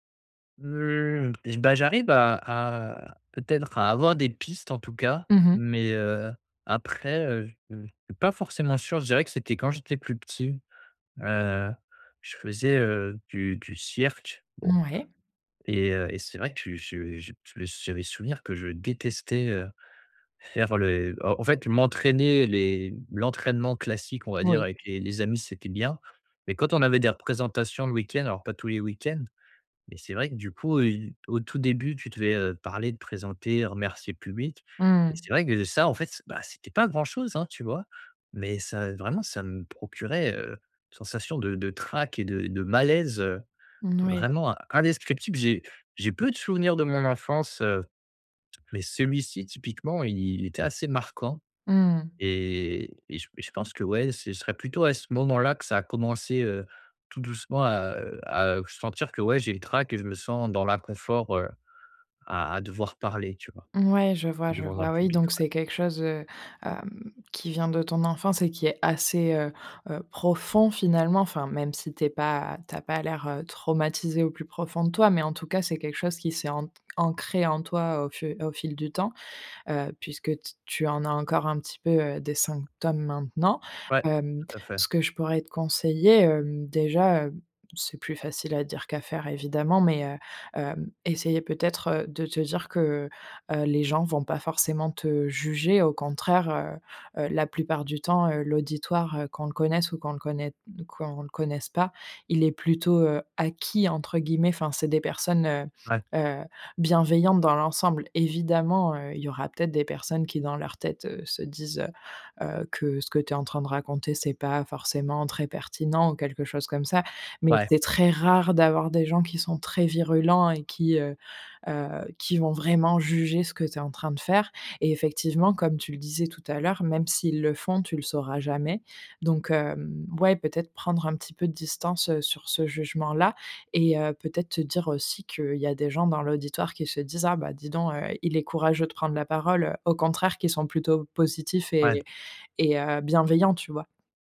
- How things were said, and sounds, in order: tapping; stressed: "malaise"; drawn out: "et"; stressed: "très"; stressed: "vraiment"
- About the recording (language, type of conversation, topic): French, advice, Comment puis-je mieux gérer mon trac et mon stress avant de parler en public ?